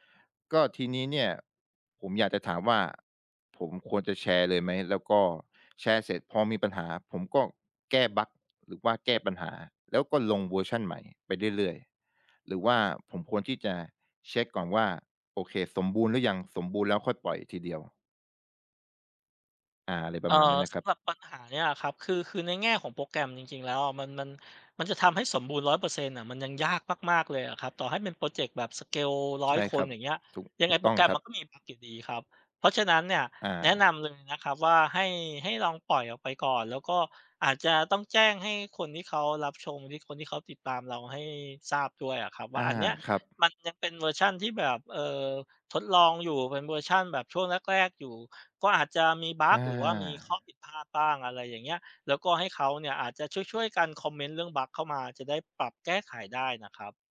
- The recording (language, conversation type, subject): Thai, advice, ฉันกลัวคำวิจารณ์จนไม่กล้าแชร์ผลงานทดลอง ควรทำอย่างไรดี?
- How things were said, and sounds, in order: other background noise; tapping; in English: "สเกล"